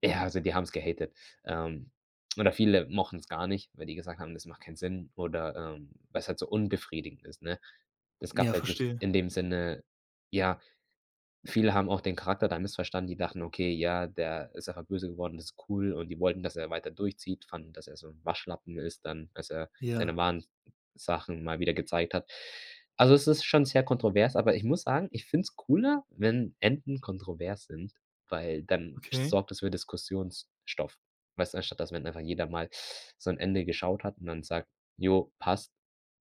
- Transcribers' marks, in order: in English: "gehatet"
- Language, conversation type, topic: German, podcast, Warum reagieren Fans so stark auf Serienenden?